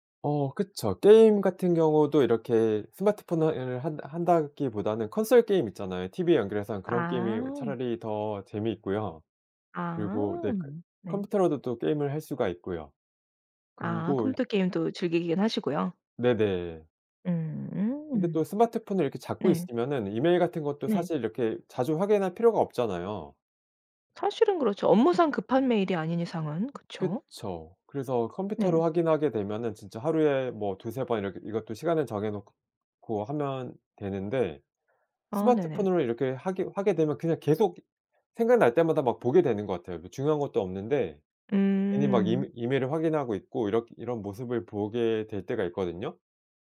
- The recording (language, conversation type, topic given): Korean, podcast, 디지털 기기로 인한 산만함을 어떻게 줄이시나요?
- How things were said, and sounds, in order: other background noise